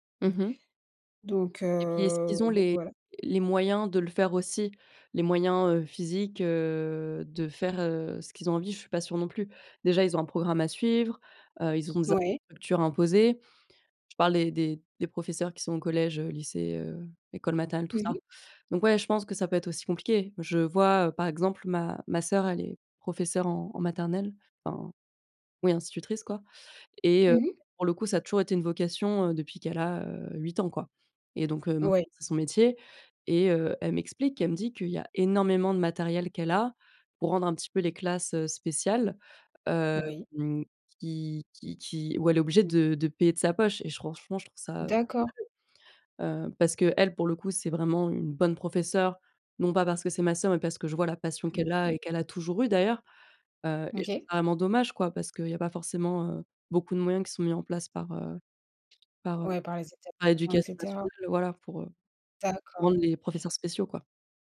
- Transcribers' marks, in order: drawn out: "heu"; drawn out: "heu"; unintelligible speech; unintelligible speech; tapping
- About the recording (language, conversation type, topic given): French, unstructured, Qu’est-ce qui fait un bon professeur, selon toi ?